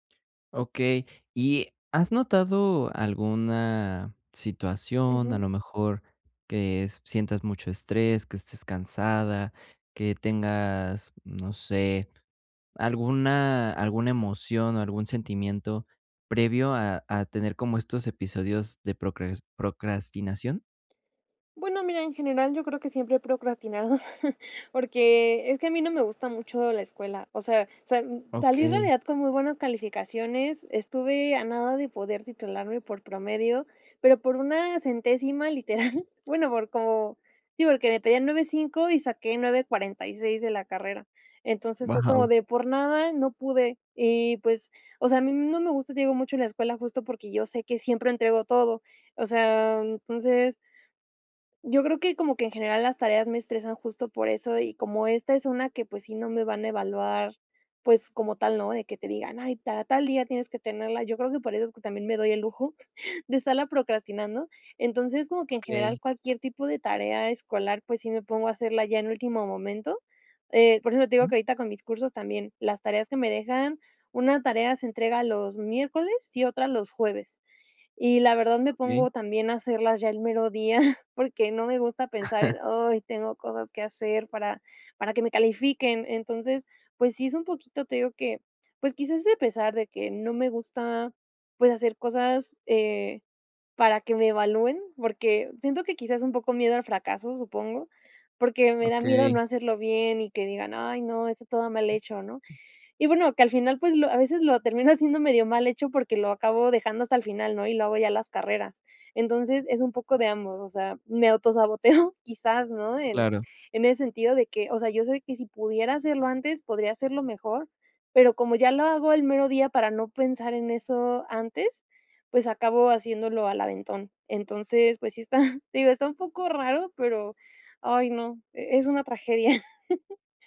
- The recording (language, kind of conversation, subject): Spanish, advice, ¿Cómo puedo dejar de procrastinar al empezar un proyecto y convertir mi idea en pasos concretos?
- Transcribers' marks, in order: chuckle; laughing while speaking: "literal"; chuckle; chuckle; other background noise; laughing while speaking: "autosaboteo"; laughing while speaking: "está"; chuckle